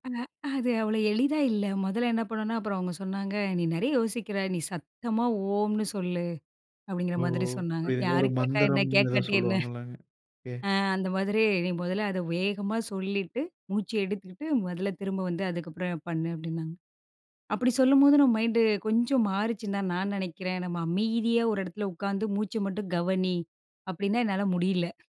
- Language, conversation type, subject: Tamil, podcast, தியானம் செய்யும்போது வரும் சிந்தனைகளை நீங்கள் எப்படி கையாளுகிறீர்கள்?
- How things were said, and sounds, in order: in English: "மைண்டு"